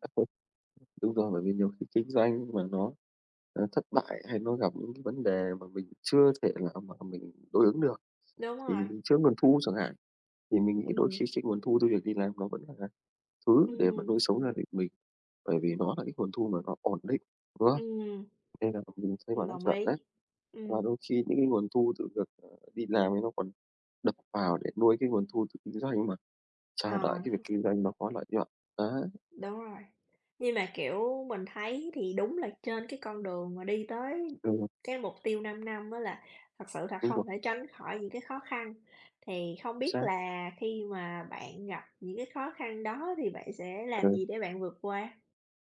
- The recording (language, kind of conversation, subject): Vietnamese, unstructured, Bạn mong muốn đạt được điều gì trong 5 năm tới?
- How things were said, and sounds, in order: other noise; tapping